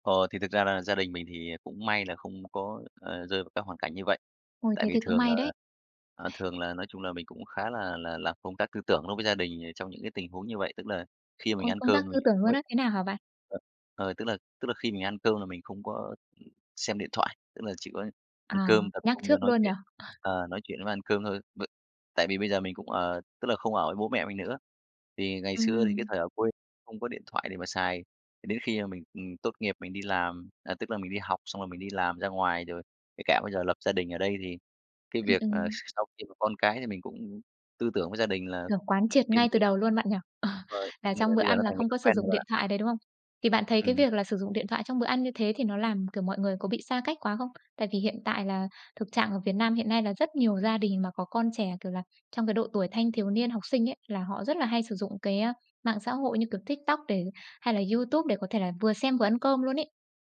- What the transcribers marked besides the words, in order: other noise; tapping
- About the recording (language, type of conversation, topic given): Vietnamese, podcast, Công nghệ đã thay đổi các mối quan hệ trong gia đình bạn như thế nào?